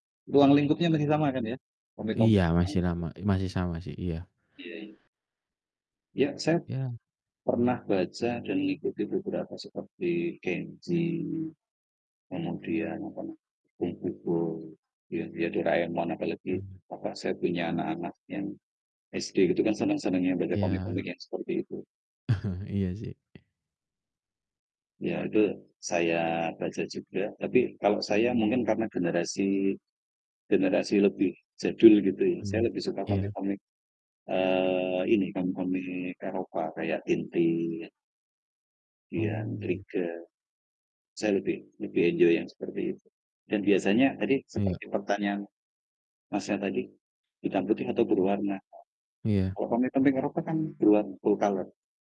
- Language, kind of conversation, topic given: Indonesian, unstructured, Mana yang lebih Anda sukai dan mengapa: membaca buku atau menonton film?
- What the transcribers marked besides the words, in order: distorted speech; chuckle; in English: "enjoy"; in English: "full color"